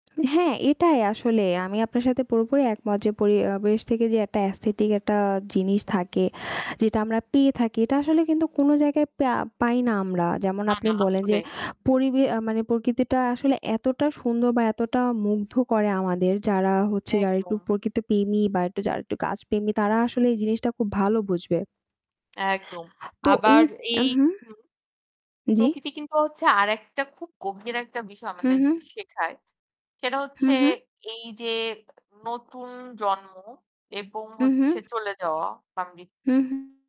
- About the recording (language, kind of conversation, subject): Bengali, unstructured, প্রকৃতির কাছ থেকে আমরা কী শিখতে পারি?
- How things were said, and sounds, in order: static; "পরিবেশ" said as "পরিয়াবেশ"; "একটা" said as "অ্যাটা"; in English: "অ্যাসথেটিক"; distorted speech; "প্রকৃতিপ্রেমী" said as "প্রকৃতপেমী"; "একটু" said as "এট্টু"; "একটু" said as "এট্টু"; "গাছপ্রেমী" said as "গাছপেমী"; tapping; other background noise